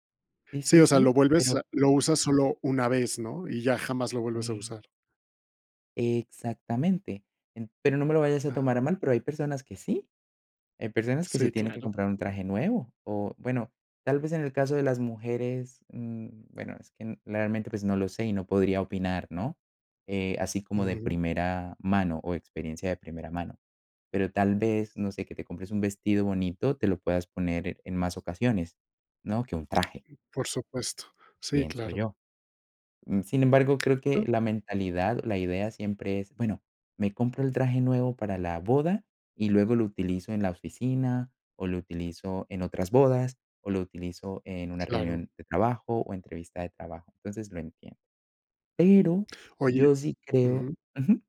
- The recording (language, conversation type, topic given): Spanish, podcast, ¿Qué pesa más para ti: la comodidad o el estilo?
- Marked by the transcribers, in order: other background noise